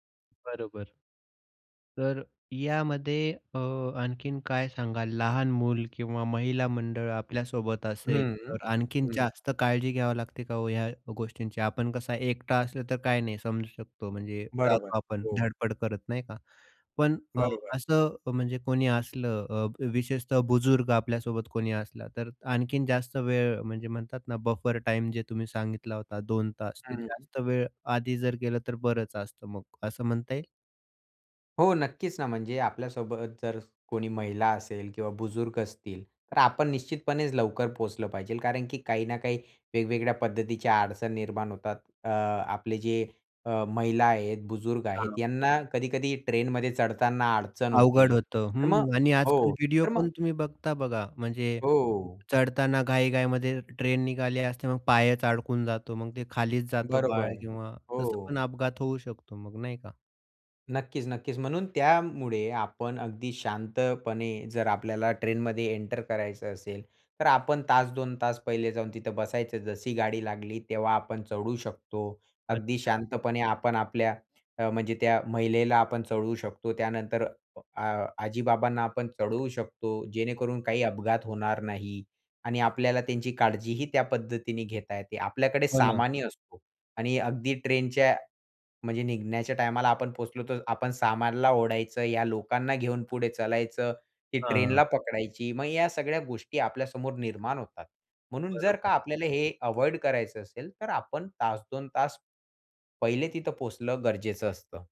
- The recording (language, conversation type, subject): Marathi, podcast, तुम्ही कधी फ्लाइट किंवा ट्रेन चुकवली आहे का, आणि तो अनुभव सांगू शकाल का?
- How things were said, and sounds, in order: tapping; other background noise; in English: "बफर"; "पाहिजे" said as "पाहिजेल"